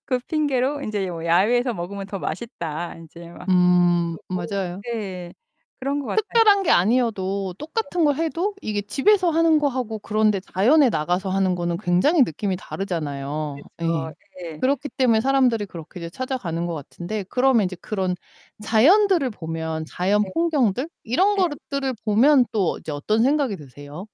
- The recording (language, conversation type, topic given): Korean, podcast, 산에 올라 풍경을 볼 때 어떤 생각이 드시나요?
- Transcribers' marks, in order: distorted speech; other background noise